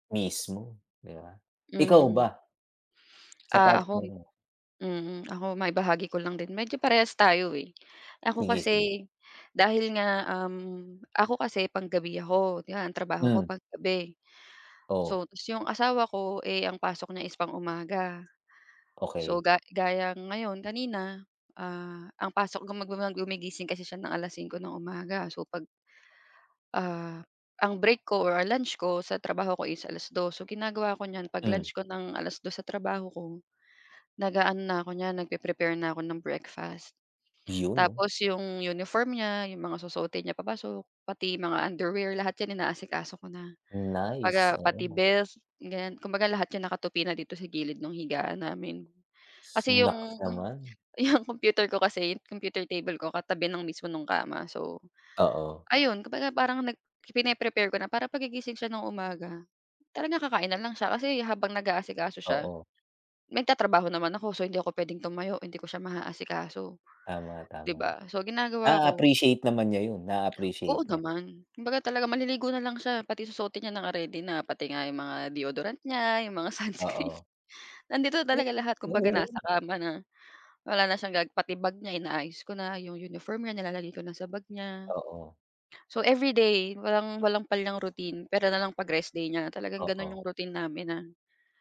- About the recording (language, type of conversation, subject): Filipino, unstructured, Paano mo ipinapakita ang pagmamahal sa iyong kapareha?
- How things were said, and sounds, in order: tapping; unintelligible speech